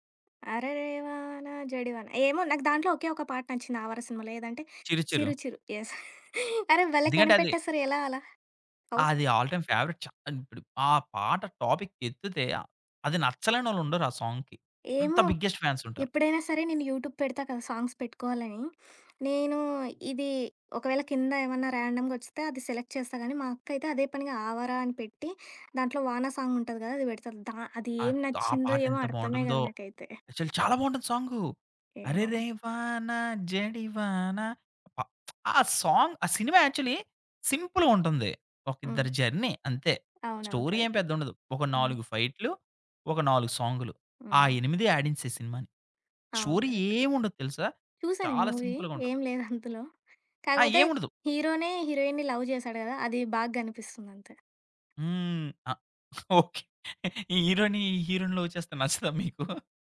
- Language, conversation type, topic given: Telugu, podcast, నీకు హృదయానికి అత్యంత దగ్గరగా అనిపించే పాట ఏది?
- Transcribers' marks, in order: tapping; singing: "అరెరే వాన"; in English: "యస్"; chuckle; other background noise; in English: "హవ్?"; in English: "ఆల్‍టైమ్ ఫేవరెట్"; in English: "టాపిక్"; in English: "సాంగ్‍కి"; in English: "బిగ్గెస్ట్ ఫ్యాన్స్"; in English: "యూట్యూబ్"; in English: "సాంగ్స్"; sniff; in English: "ర్యాండంగా"; in English: "సెలెక్ట్"; in English: "సాంగ్"; in English: "యాక్చువల్"; singing: "అరెరే వాన జడివాన"; lip smack; in English: "సాంగ్"; in English: "యాక్చువల్లీ, సింపుల్‍గా"; in English: "జర్నీ"; in English: "స్టోరీ"; "ఆడించేశాయి" said as "ఆడింశాయి"; in English: "స్టోరీ"; in English: "కరెక్ట్"; in English: "సింపుల్‍గా"; in English: "మూవీ"; chuckle; in English: "లవ్"; laughing while speaking: "ఈ హీరోని హీరోయిన్ లవ్ చేస్తే నచ్చదా మీకు?"; in English: "లవ్"